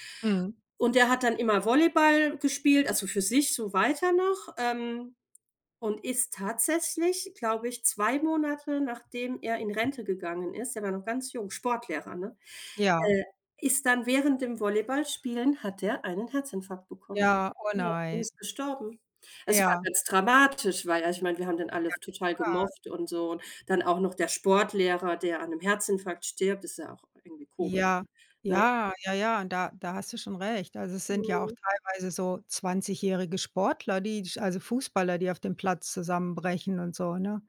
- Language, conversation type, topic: German, unstructured, Wie wichtig ist dir eine gesunde Ernährung im Alltag?
- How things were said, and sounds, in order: none